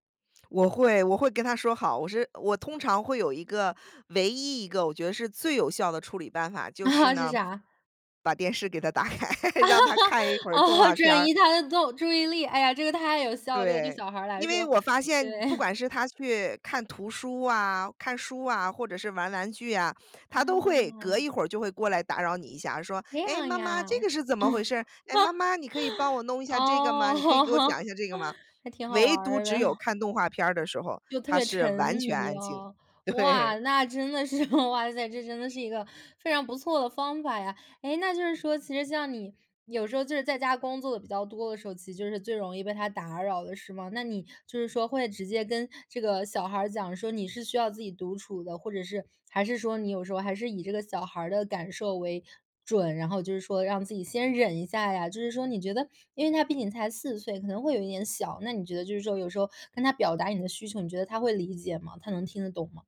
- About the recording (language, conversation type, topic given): Chinese, podcast, 家庭成员打扰你时，你通常会怎么应对？
- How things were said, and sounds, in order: other background noise; laugh; laughing while speaking: "打开"; laugh; laughing while speaking: "哦，转移"; chuckle; put-on voice: "诶，妈妈，这个是怎么回事 … 讲一下这个吗？"; laugh; chuckle; chuckle; laughing while speaking: "对"; laughing while speaking: "是，哇塞"